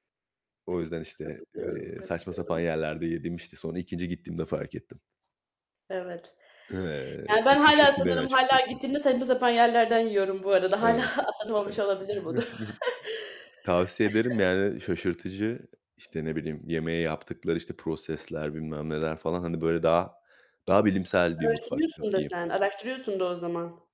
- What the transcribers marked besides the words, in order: distorted speech; other background noise; chuckle; tapping
- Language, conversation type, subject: Turkish, unstructured, Hobiler insanlara nasıl mutluluk verir?